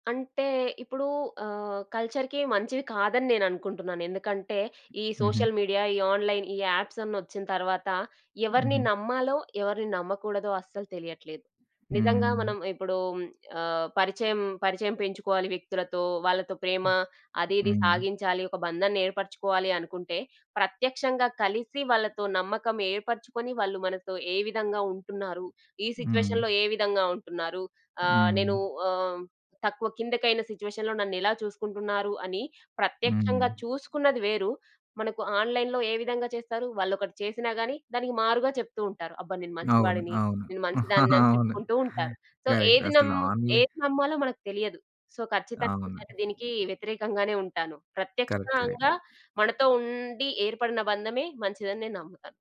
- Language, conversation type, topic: Telugu, podcast, ఒక్క పరిచయంతోనే ప్రేమకథ మొదలవుతుందా?
- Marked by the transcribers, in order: in English: "కల్చర్‌కి"; in English: "సోషల్ మీడియా"; other background noise; in English: "ఆన్‌లైన్"; in English: "సిట్యుయేషన్‌లో"; in English: "సిచ్యువేషన్‌లో"; in English: "ఆన్లైన్‌లో"; laughing while speaking: "అవును"; in English: "కరెక్ట్"; in English: "సో"; in English: "సో"; in English: "కరెక్ట్. కరెక్ట్"